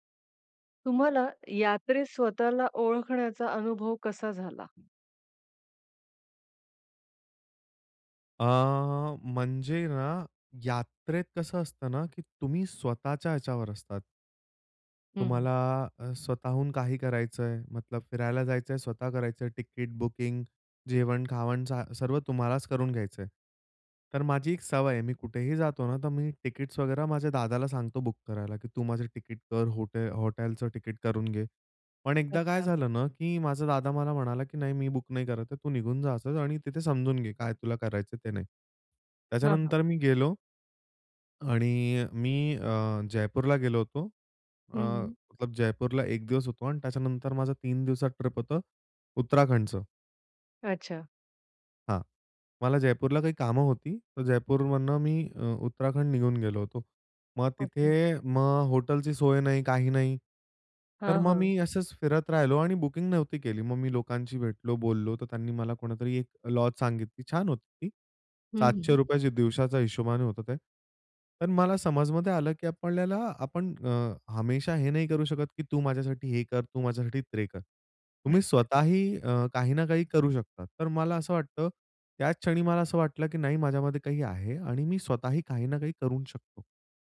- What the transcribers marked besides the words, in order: other background noise; tapping
- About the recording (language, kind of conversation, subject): Marathi, podcast, प्रवासात तुम्हाला स्वतःचा नव्याने शोध लागण्याचा अनुभव कसा आला?
- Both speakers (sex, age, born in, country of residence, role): female, 40-44, India, India, host; male, 25-29, India, India, guest